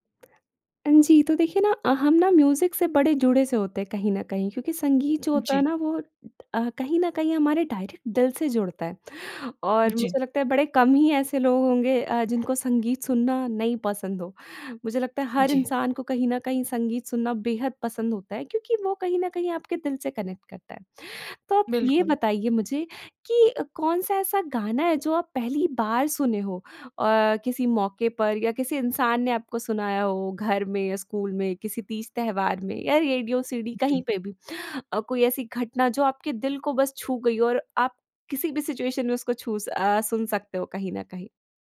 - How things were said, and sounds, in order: lip smack; in English: "म्यूज़िक"; in English: "डायरेक्ट"; in English: "कनेक्ट"; "त्योहार" said as "तेहवार"; in English: "सिचुएशन"
- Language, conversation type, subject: Hindi, podcast, तुम्हारे लिए कौन सा गाना बचपन की याद दिलाता है?